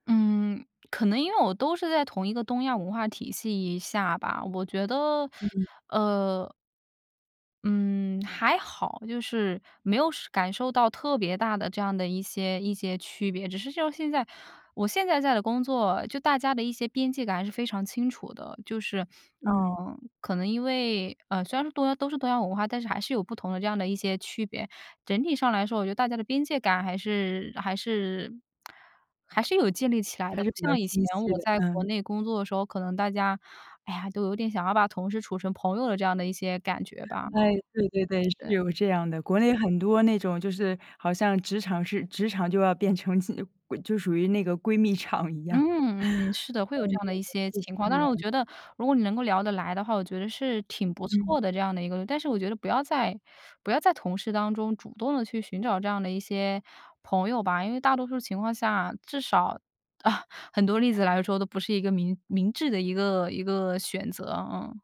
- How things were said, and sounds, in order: laughing while speaking: "闺蜜场一样"; laugh; laugh
- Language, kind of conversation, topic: Chinese, podcast, 你会安排固定的断网时间吗？